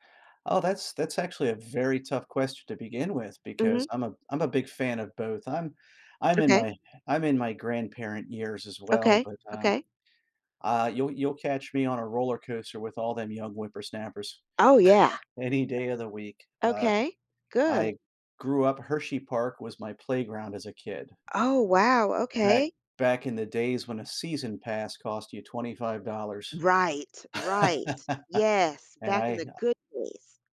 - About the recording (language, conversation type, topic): English, unstructured, How would you spend a week with unlimited parks and museums access?
- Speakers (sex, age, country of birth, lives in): female, 50-54, United States, United States; male, 55-59, United States, United States
- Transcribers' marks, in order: tapping; chuckle; laugh